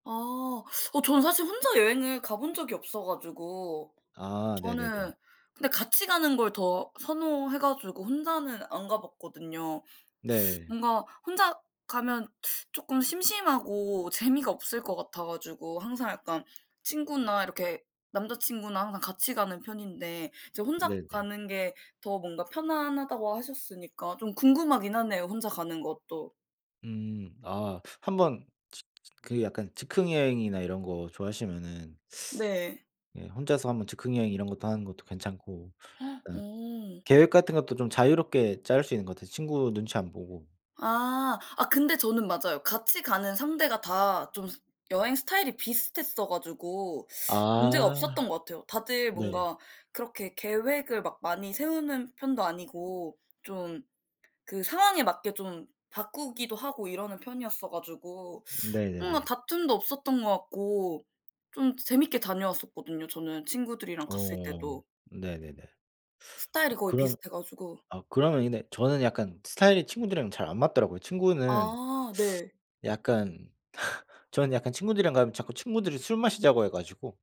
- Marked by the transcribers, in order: tapping; other background noise; gasp; laugh
- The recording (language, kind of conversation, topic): Korean, unstructured, 여행할 때 혼자 가는 것과 친구와 함께 가는 것 중 어떤 것이 더 좋나요?